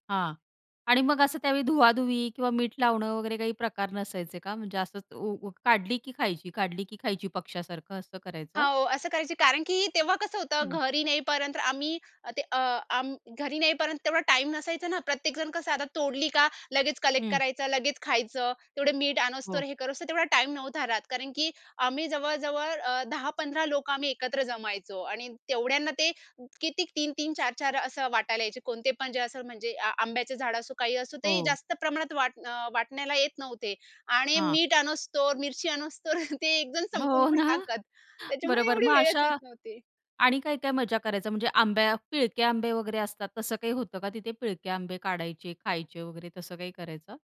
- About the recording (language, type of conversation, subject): Marathi, podcast, तू लहान असताना मोकळ्या आकाशाखाली कोणते खेळ खेळायचास?
- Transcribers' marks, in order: tapping; "आणोस तर" said as "आणेस्तोर"; "आणोस तर" said as "आणेस्तोर"; chuckle; laughing while speaking: "हो ना"